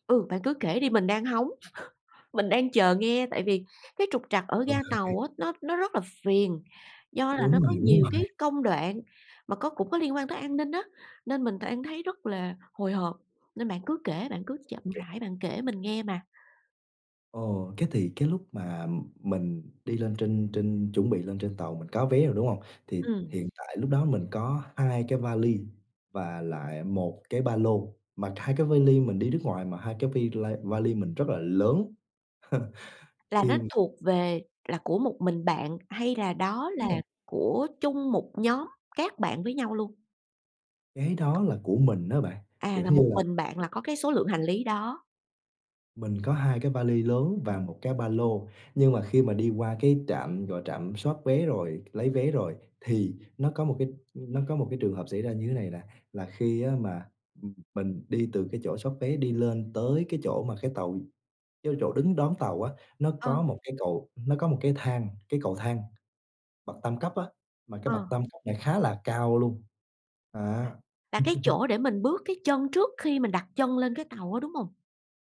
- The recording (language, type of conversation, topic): Vietnamese, podcast, Bạn có thể kể về một chuyến đi gặp trục trặc nhưng vẫn rất đáng nhớ không?
- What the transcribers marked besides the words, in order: laugh; tapping; other background noise; laughing while speaking: "rồi"; laugh; other noise; laugh